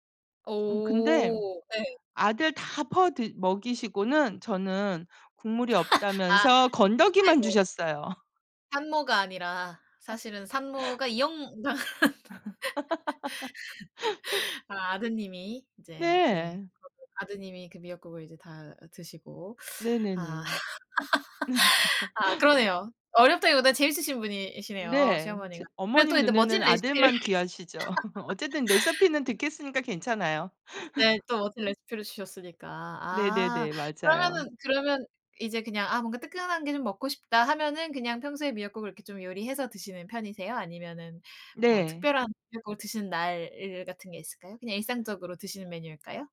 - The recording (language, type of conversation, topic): Korean, podcast, 불안할 때 자주 먹는 위안 음식이 있나요?
- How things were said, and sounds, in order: laugh; tapping; laugh; other background noise; laughing while speaking: "이역만"; laugh; laugh; laugh; laugh; "레시피는" said as "레서피는"; laugh; laugh